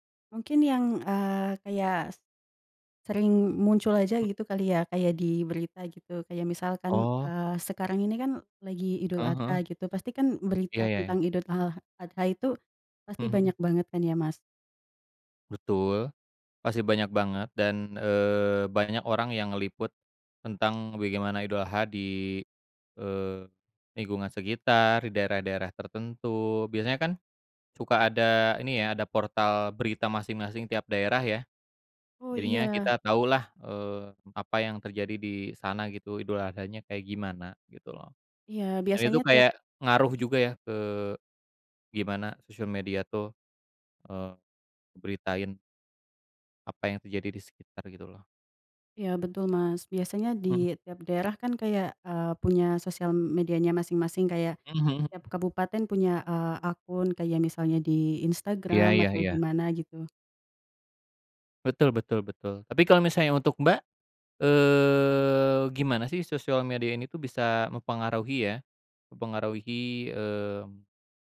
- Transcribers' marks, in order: tapping; other background noise; drawn out: "eee"
- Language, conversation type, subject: Indonesian, unstructured, Bagaimana menurutmu media sosial memengaruhi berita saat ini?